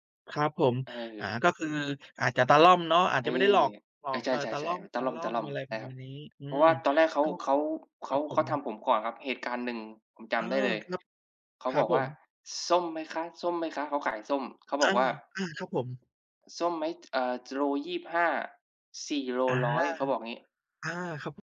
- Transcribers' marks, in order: none
- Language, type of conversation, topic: Thai, unstructured, เวลาที่ต้องต่อรองเรื่องเงิน คุณมักเริ่มต้นอย่างไร?